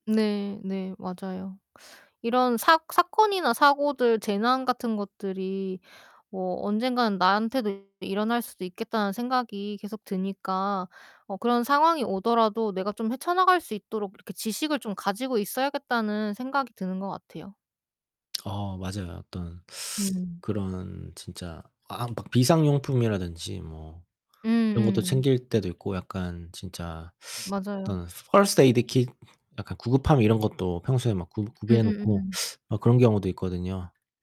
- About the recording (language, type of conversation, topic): Korean, unstructured, 재난이나 사고 뉴스를 접했을 때 가장 먼저 드는 감정은 무엇인가요?
- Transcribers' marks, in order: distorted speech; other background noise; put-on voice: "first aid kit"; in English: "first aid kit"